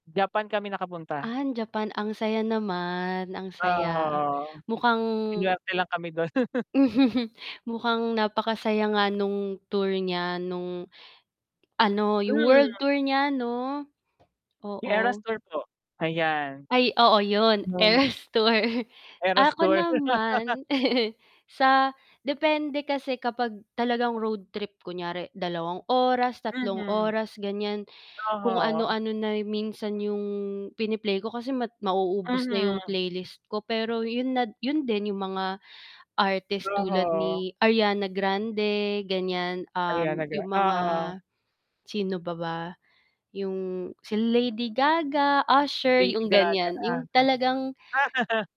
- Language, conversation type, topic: Filipino, unstructured, Paano mo pipiliin ang iyong talaan ng mga awitin para sa isang biyahe sa kalsada?
- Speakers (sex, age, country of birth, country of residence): female, 25-29, Philippines, Philippines; male, 25-29, Philippines, Philippines
- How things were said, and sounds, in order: static; laugh; tapping; laughing while speaking: "Eras tour"; chuckle; laugh; mechanical hum; laugh